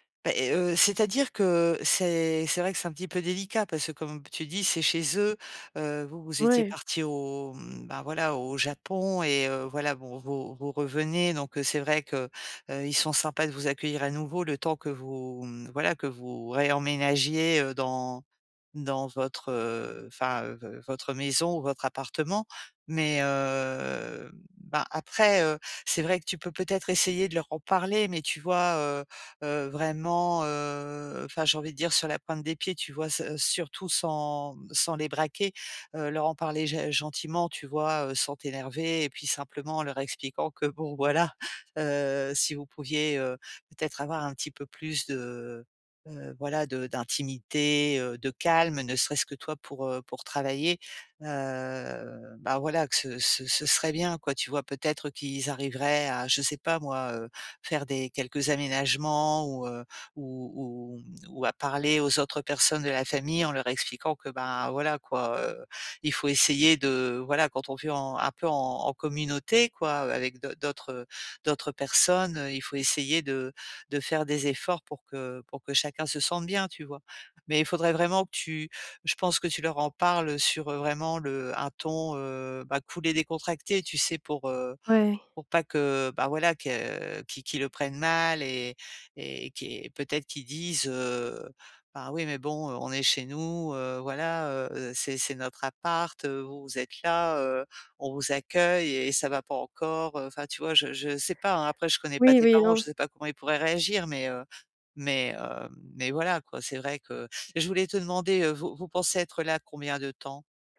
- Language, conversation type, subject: French, advice, Comment puis-je me détendre à la maison quand je n’y arrive pas ?
- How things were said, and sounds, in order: drawn out: "heu"; drawn out: "heu"